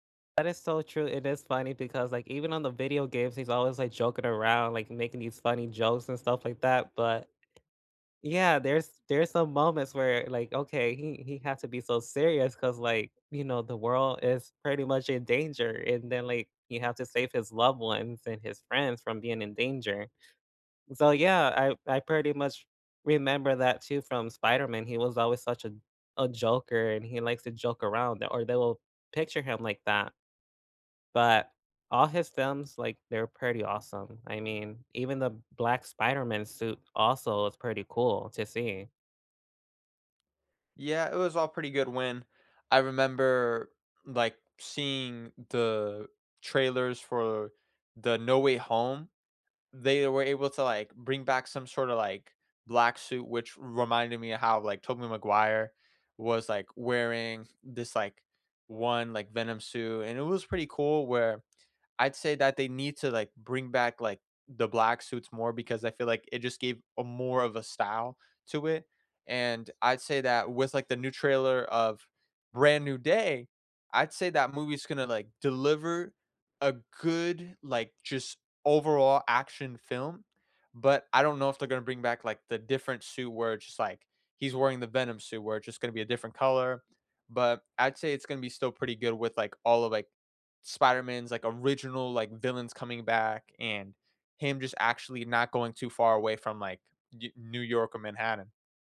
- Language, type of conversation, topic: English, unstructured, Which movie trailers hooked you instantly, and did the movies live up to the hype for you?
- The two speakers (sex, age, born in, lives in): male, 20-24, United States, United States; male, 30-34, United States, United States
- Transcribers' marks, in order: tapping